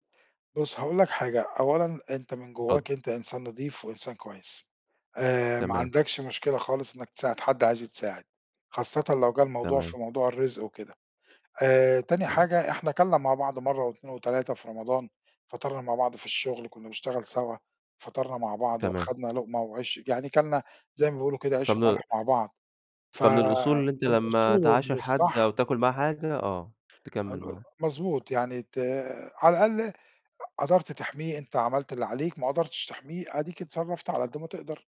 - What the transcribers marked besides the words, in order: tapping
- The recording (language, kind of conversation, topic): Arabic, podcast, إزاي تتعامل مع زمايلك اللي التعامل معاهم صعب في الشغل؟